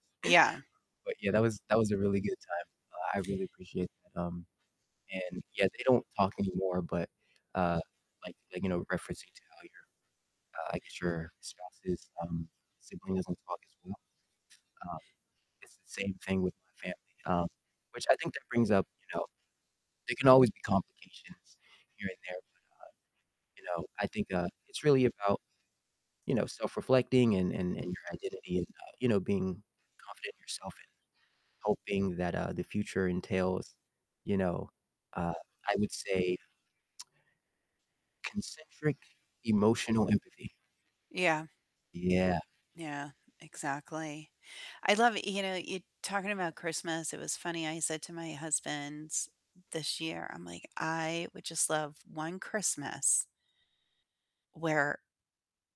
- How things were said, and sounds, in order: static; distorted speech; other background noise
- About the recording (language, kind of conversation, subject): English, unstructured, What makes a family gathering special for you?